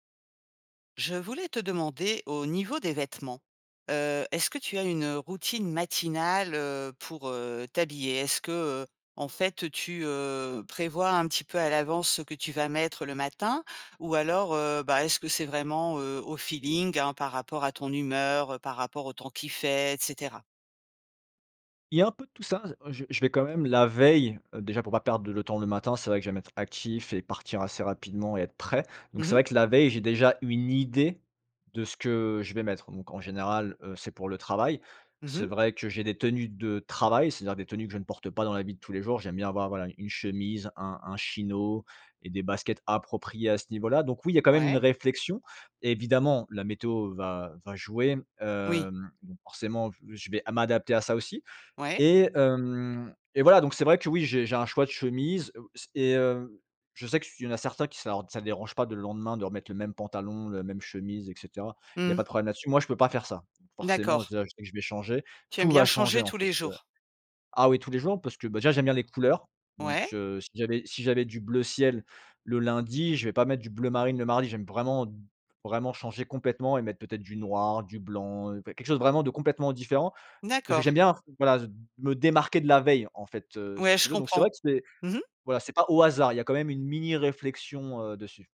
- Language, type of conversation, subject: French, podcast, Comment trouves-tu l’inspiration pour t’habiller chaque matin ?
- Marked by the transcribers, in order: none